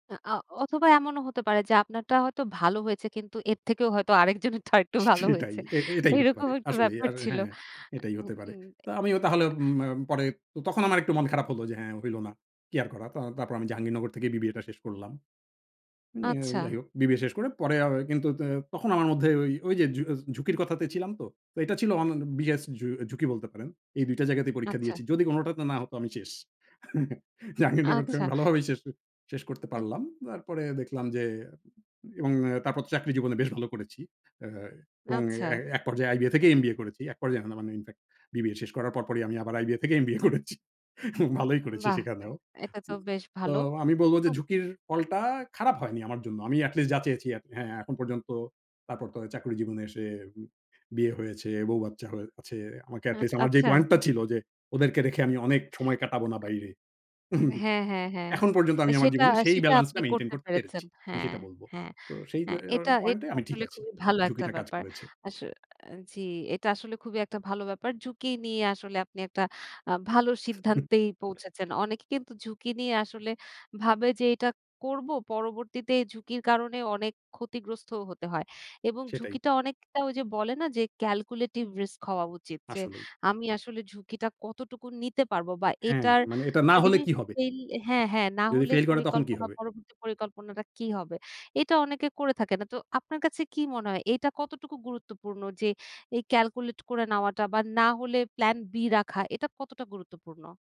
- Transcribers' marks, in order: laughing while speaking: "আরেক জনেরটা আরেকটু ভালো হয়েছে। এরকম একটু ব্যাপার ছিল"; scoff; laughing while speaking: "জাঙ্গীরনগর থেকে আমি ভালোভাবেই"; laughing while speaking: "আইবিএ থেকে এমবিএ করেছি। ভালোই করেছি সেখানেও"; tapping; chuckle; in English: "ক্যালকুলেটিভ রিস্ক"
- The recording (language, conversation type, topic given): Bengali, podcast, আপনার মতে কখন ঝুঁকি নেওয়া উচিত, এবং কেন?